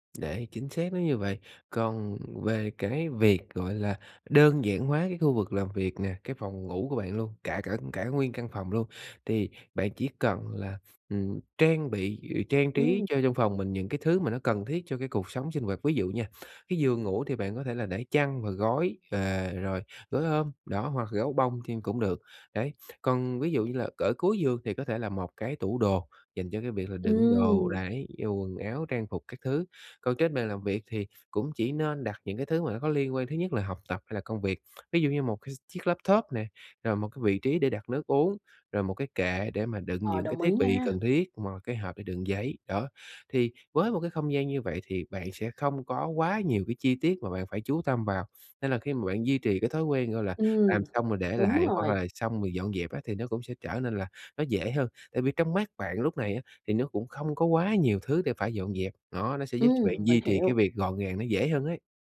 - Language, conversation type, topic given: Vietnamese, advice, Làm thế nào để duy trì thói quen dọn dẹp mỗi ngày?
- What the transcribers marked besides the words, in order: tapping; other background noise